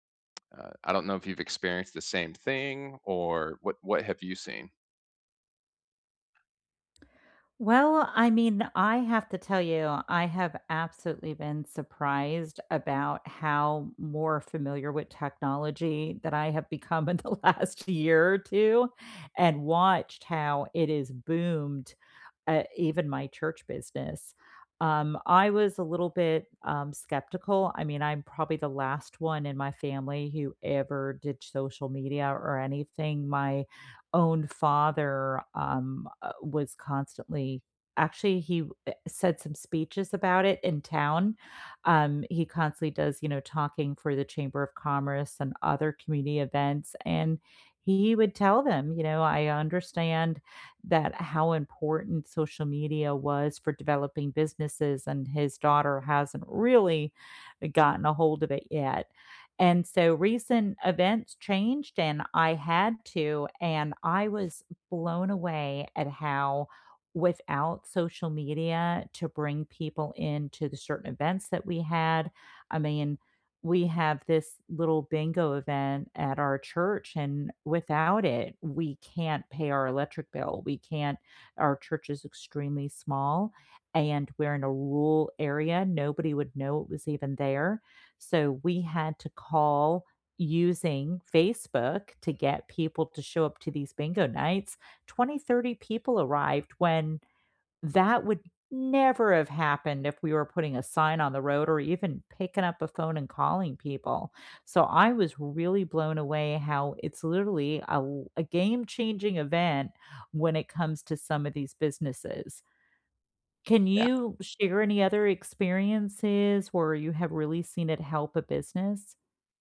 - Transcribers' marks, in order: other background noise; laughing while speaking: "in the last"; tapping; stressed: "really"; stressed: "never"
- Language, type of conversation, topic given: English, unstructured, How is technology changing your everyday work, and which moments stand out most?
- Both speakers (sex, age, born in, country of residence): female, 50-54, United States, United States; male, 35-39, United States, United States